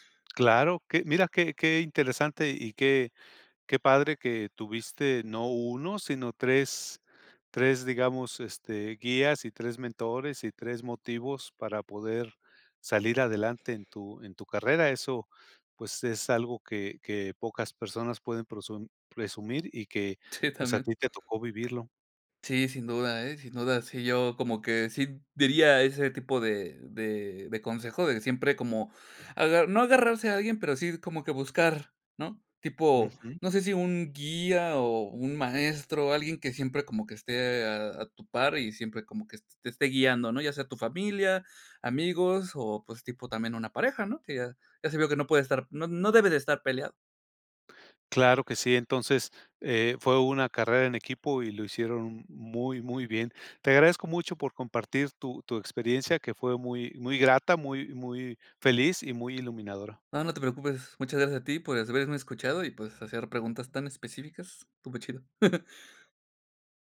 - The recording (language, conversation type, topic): Spanish, podcast, ¿Quién fue la persona que más te guió en tu carrera y por qué?
- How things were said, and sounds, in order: chuckle